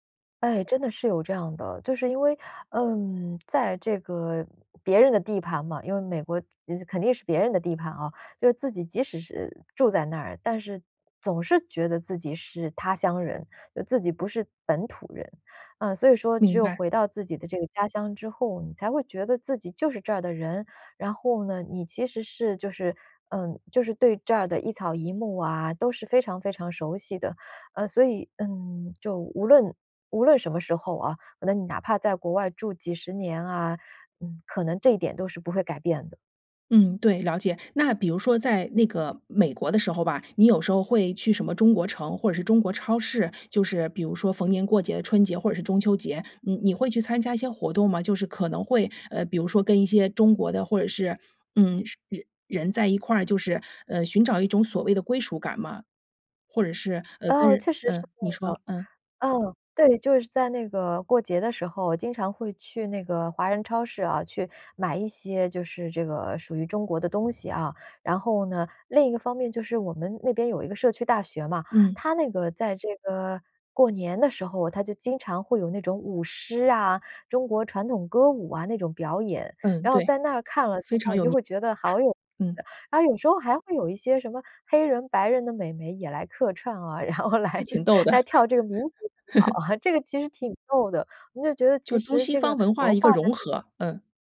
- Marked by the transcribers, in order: unintelligible speech; unintelligible speech; chuckle; laughing while speaking: "然后来 - 来跳"; laugh; chuckle; other background noise
- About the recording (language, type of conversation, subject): Chinese, podcast, 你曾去过自己的祖籍地吗？那次经历给你留下了怎样的感受？